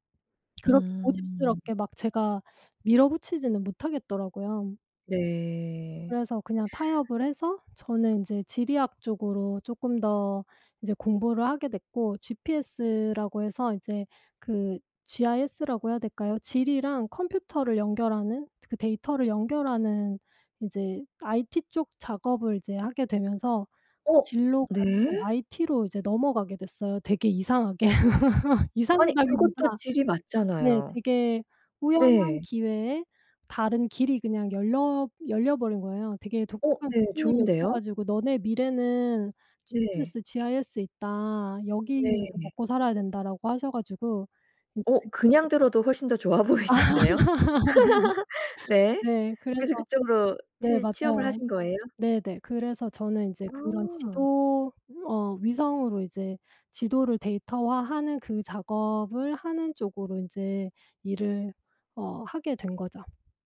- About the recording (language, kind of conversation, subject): Korean, podcast, 가족의 기대와 내 진로 선택이 엇갈렸을 때, 어떻게 대화를 풀고 합의했나요?
- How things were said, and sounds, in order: laugh; laugh; laughing while speaking: "좋아 보이는데요"; laugh; other background noise